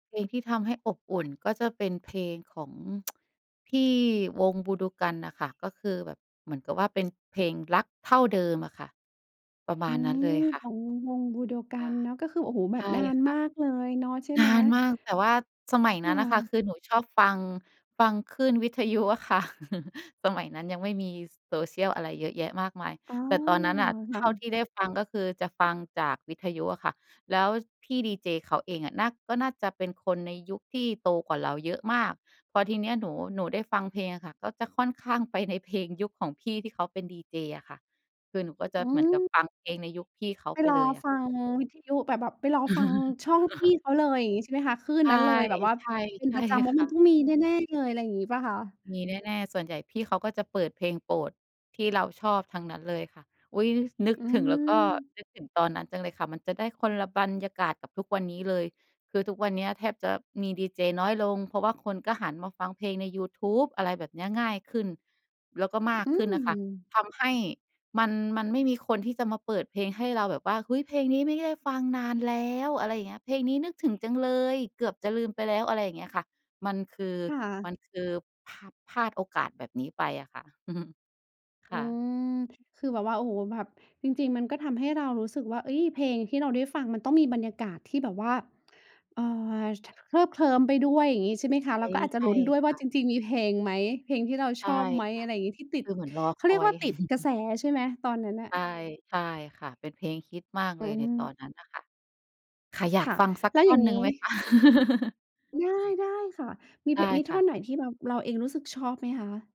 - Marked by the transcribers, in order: tsk; laughing while speaking: "วิทยุอะค่ะ"; chuckle; chuckle; laughing while speaking: "ใช่"; tapping; chuckle; other background noise; chuckle; laughing while speaking: "คะ ?"; chuckle
- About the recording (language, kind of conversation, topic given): Thai, podcast, เพลงไหนที่ทำให้คุณร้องไห้หรือซาบซึ้งที่สุด?